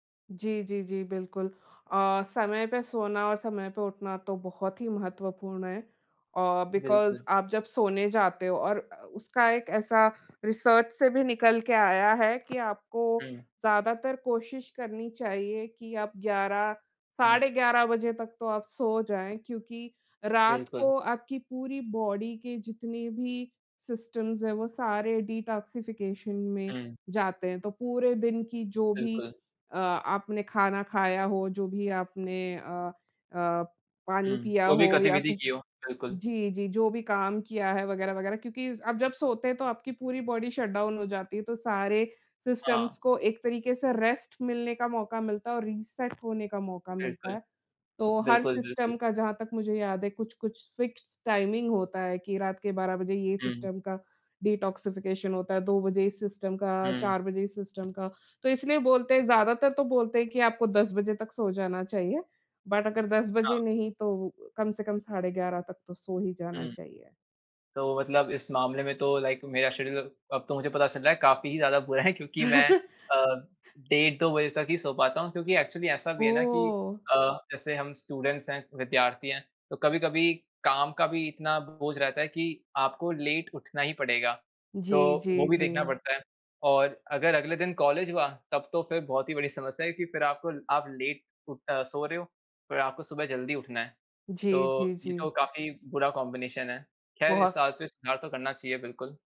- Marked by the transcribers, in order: in English: "बिकॉज़"; in English: "रिसर्च"; tapping; in English: "बॉडी"; in English: "सिस्टम्स"; in English: "डिटॉक्सिफिकेशन"; in English: "बॉडी शट डाउन"; in English: "सिस्टम्स"; in English: "रेस्ट"; in English: "रीसेट"; in English: "सिस्टम"; in English: "फ़िक्स्ड टाइमिंग"; in English: "सिस्टम"; in English: "डिटॉक्सिफिकेशन"; in English: "सिस्टम"; in English: "सिस्टम"; in English: "बट"; in English: "लाइक"; in English: "शेड्यूल"; chuckle; laughing while speaking: "है"; in English: "एक्चुअली"; in English: "स्टूडेंट्स"; in English: "लेट"; in English: "लेट"; in English: "कॉम्बिनेशन"
- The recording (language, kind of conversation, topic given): Hindi, unstructured, आत्म-सुधार के लिए आप कौन-सी नई आदतें अपनाना चाहेंगे?